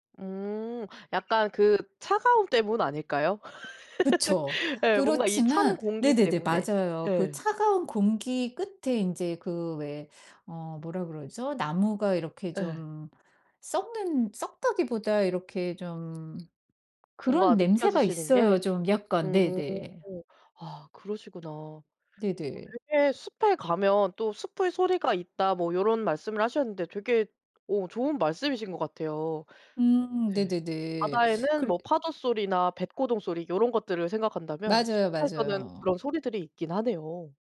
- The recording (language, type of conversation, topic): Korean, podcast, 숲이나 산에 가면 기분이 어떻게 달라지나요?
- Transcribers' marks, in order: laugh; other background noise